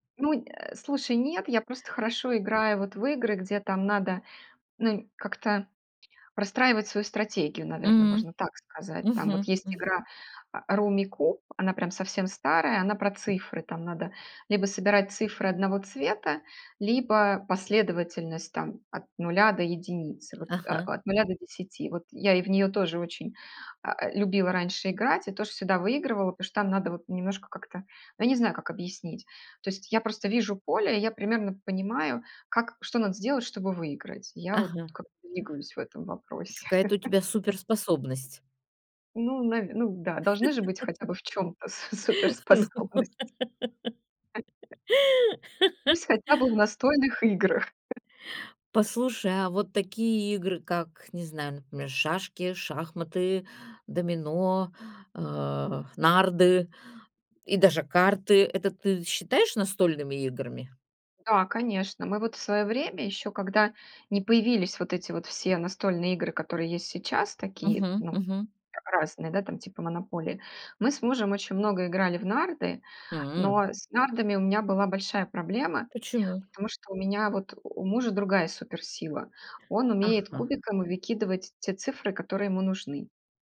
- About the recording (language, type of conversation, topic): Russian, podcast, Почему тебя притягивают настольные игры?
- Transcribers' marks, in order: tapping; chuckle; laugh; laughing while speaking: "Ну во"; other noise; laugh; other background noise